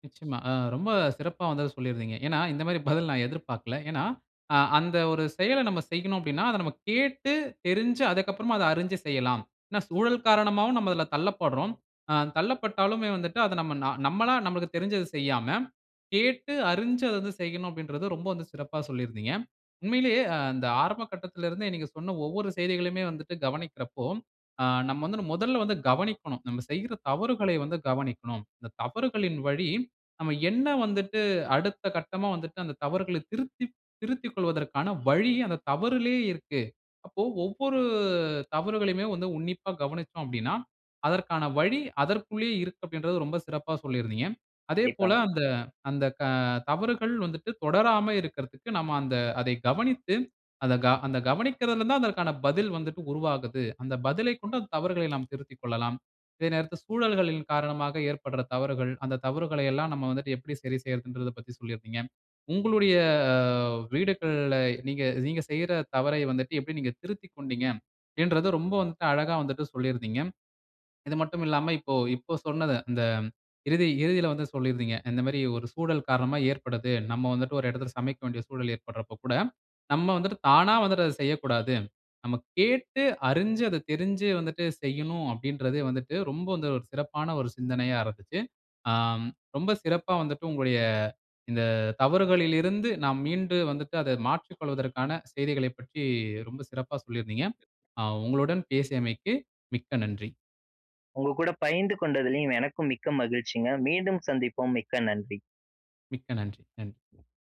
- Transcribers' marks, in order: other background noise; horn; other noise; "பகிர்ந்து" said as "பைய்ந்து"
- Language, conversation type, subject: Tamil, podcast, அடுத்த முறை அதே தவறு மீண்டும் நடக்காமல் இருக்க நீங்கள் என்ன மாற்றங்களைச் செய்தீர்கள்?